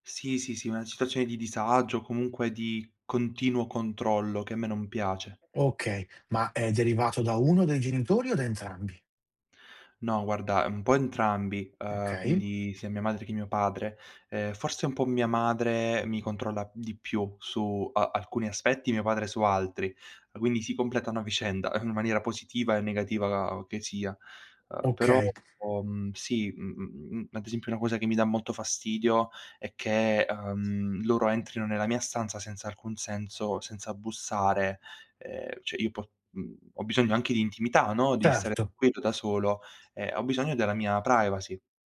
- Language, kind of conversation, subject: Italian, advice, Come posso esprimere i miei bisogni e stabilire dei limiti con un familiare invadente?
- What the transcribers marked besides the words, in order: tapping; other background noise; "tranquillo" said as "nquillo"